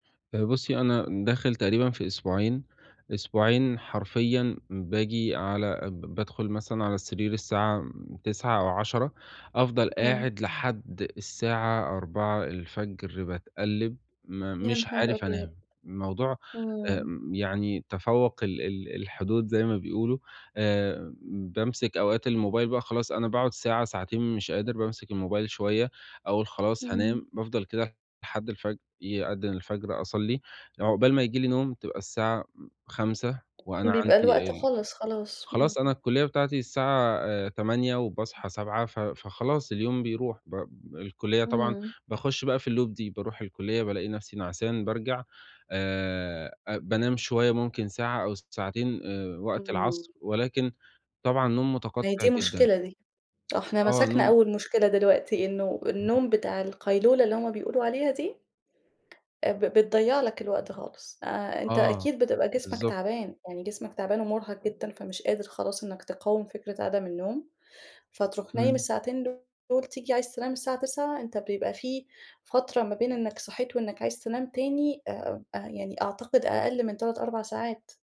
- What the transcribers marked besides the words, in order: tapping; in English: "الloop"
- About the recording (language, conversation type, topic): Arabic, advice, إزاي كانت محاولتك إنك تظبط مواعيد نومك وتنام بدري؟